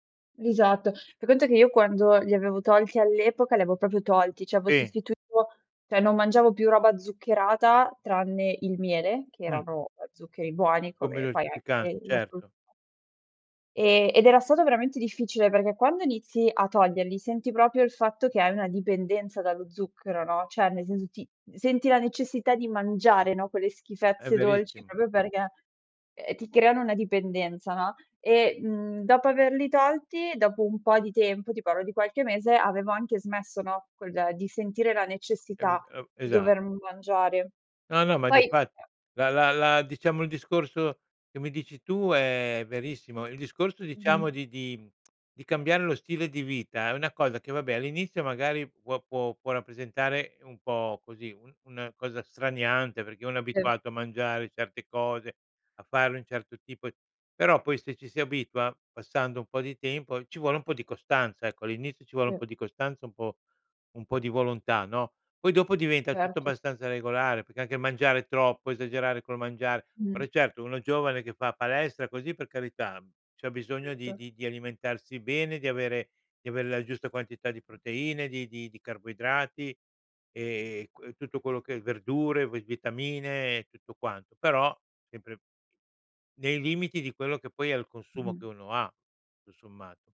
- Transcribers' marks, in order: "proprio" said as "popio"; "cioè" said as "ceh"; "avevo" said as "aevo"; "cioè" said as "ceh"; "proprio" said as "propio"; "cioè" said as "ceh"; "proprio" said as "propio"; "parlo" said as "pallo"; other background noise; tongue click; "perché" said as "peché"
- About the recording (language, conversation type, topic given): Italian, podcast, Quali abitudini ti hanno cambiato davvero la vita?